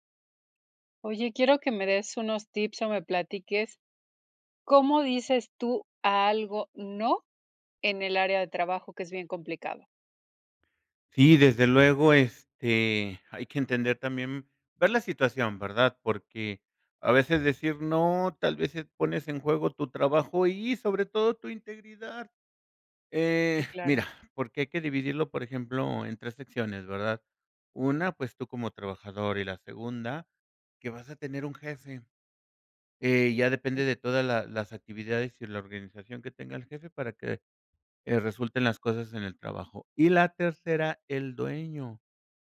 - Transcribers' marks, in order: none
- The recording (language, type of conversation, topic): Spanish, podcast, ¿Cómo decides cuándo decir “no” en el trabajo?